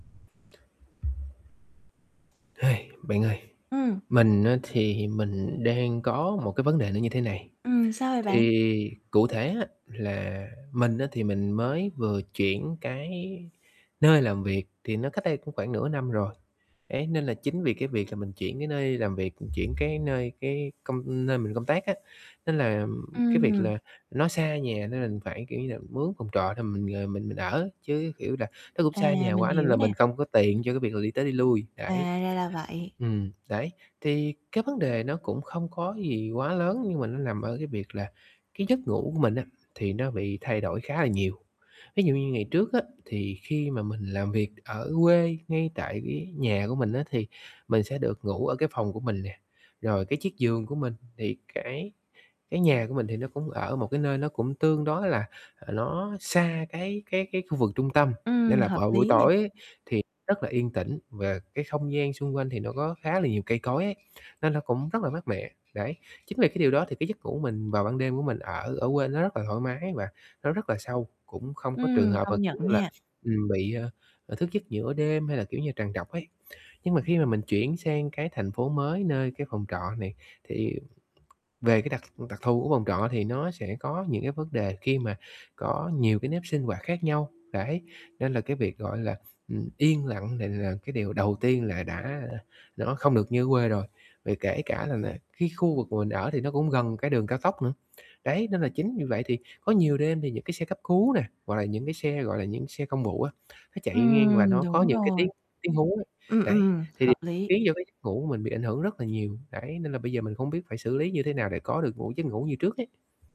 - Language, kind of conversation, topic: Vietnamese, advice, Làm thế nào để tôi ngủ ngon hơn khi ở môi trường mới?
- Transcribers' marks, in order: static; other background noise; sigh; tapping; distorted speech